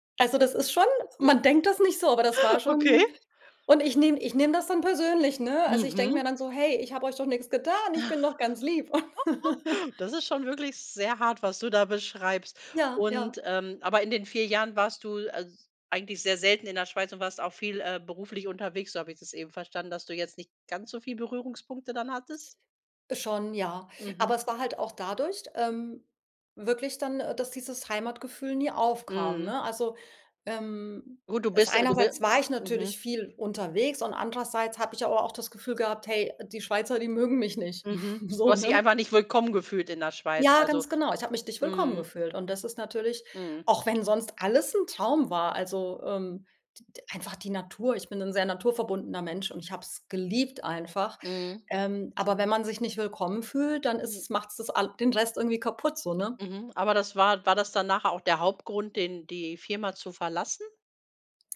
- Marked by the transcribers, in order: giggle; laugh; chuckle; other background noise; snort; stressed: "geliebt"
- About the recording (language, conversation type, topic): German, podcast, Was bedeutet Heimat für dich eigentlich?